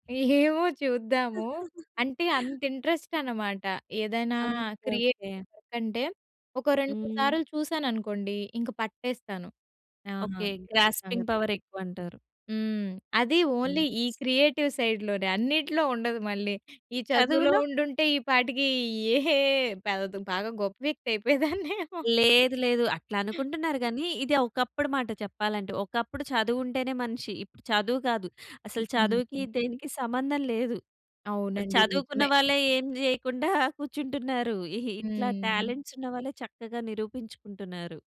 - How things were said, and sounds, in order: chuckle; in English: "క్రియేటివ్"; in English: "గ్రాస్పింగ్"; in English: "ఓన్లీ"; in English: "క్రియేటివ్"; other background noise; laughing while speaking: "ఏ పెద బాగా గొప్ప వ్యక్తి అయిపోయేదాన్నేమో"; in English: "టాలెంట్స్"
- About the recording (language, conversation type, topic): Telugu, podcast, భవిష్యత్తులో మీ సృజనాత్మక స్వరూపం ఎలా ఉండాలని మీరు ఆశిస్తారు?